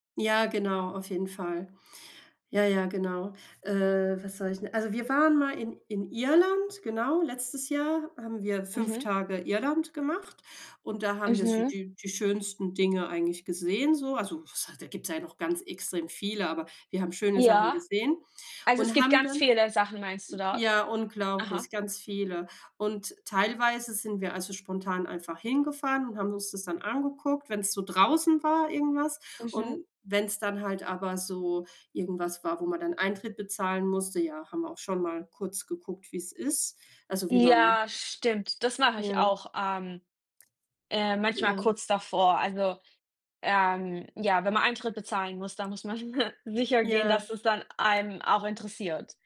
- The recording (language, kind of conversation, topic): German, unstructured, Magst du es lieber, spontane Ausflüge zu machen, oder planst du alles im Voraus?
- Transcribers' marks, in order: other background noise; chuckle